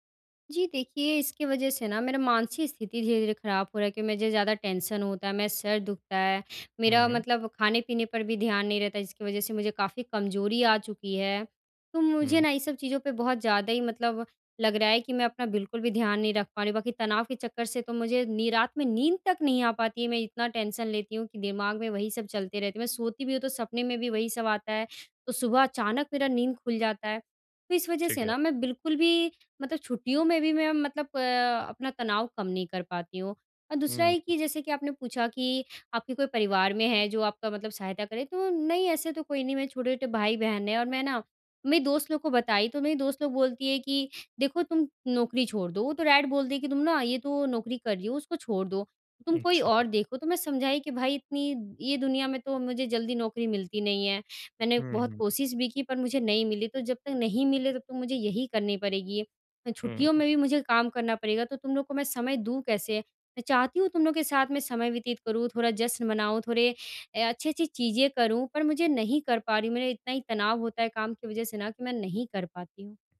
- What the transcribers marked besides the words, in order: in English: "टेंशन"; in English: "टेंशन"; in English: "डायरेक्ट"
- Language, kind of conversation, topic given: Hindi, advice, छुट्टियों में परिवार और दोस्तों के साथ जश्न मनाते समय मुझे तनाव क्यों महसूस होता है?